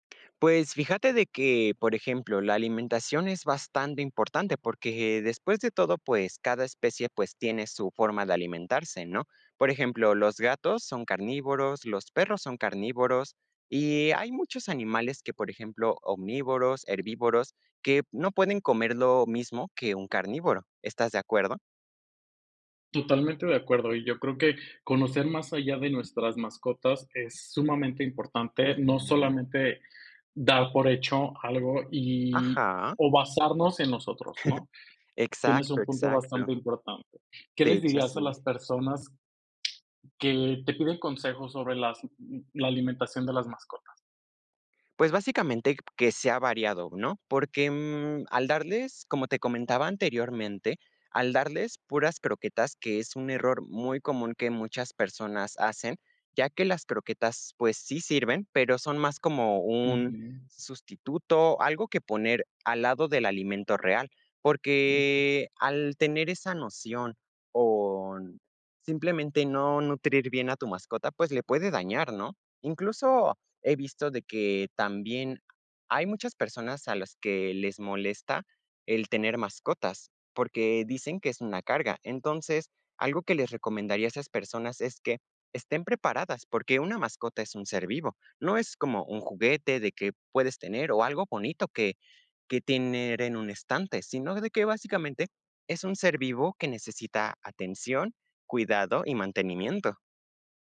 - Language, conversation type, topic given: Spanish, podcast, ¿Qué te aporta cuidar de una mascota?
- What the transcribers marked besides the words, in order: chuckle; tongue click; other noise; drawn out: "Porque"